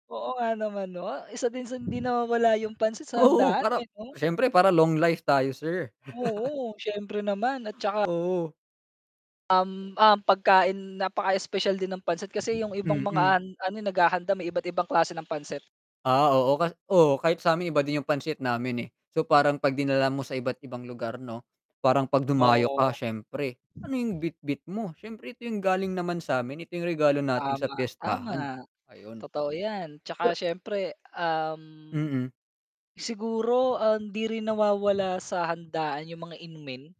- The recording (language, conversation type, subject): Filipino, unstructured, Ano ang kasiyahang hatid ng pagdiriwang ng pista sa inyong lugar?
- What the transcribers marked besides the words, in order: other background noise; static; chuckle